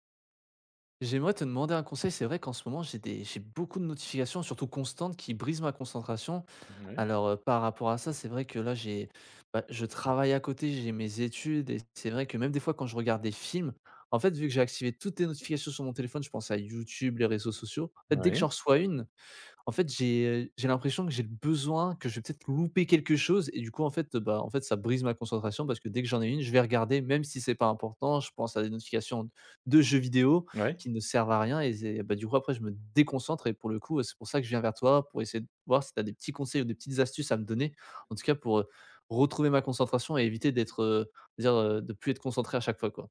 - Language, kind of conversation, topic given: French, advice, Comment les notifications constantes nuisent-elles à ma concentration ?
- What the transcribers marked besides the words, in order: stressed: "films"; stressed: "déconcentre"